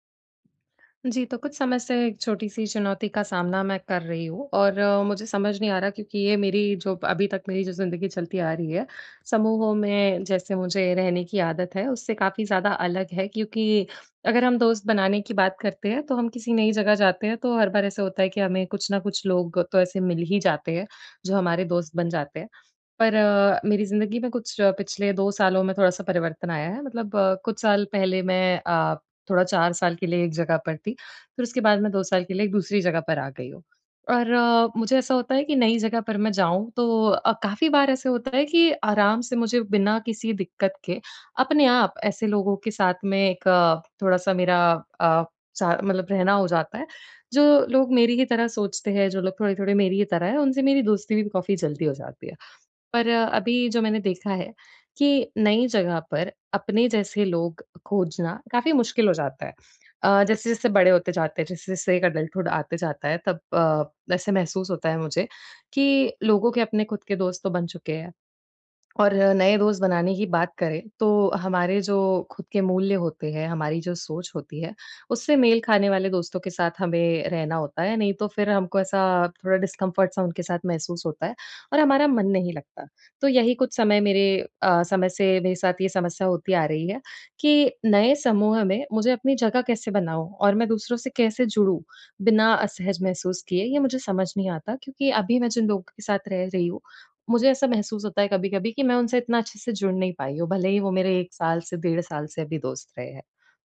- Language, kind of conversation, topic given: Hindi, advice, समूह में अपनी जगह कैसे बनाऊँ और बिना असहज महसूस किए दूसरों से कैसे जुड़ूँ?
- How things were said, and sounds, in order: in English: "अडल्टहुड"; in English: "डिस्कम्फ़र्ट"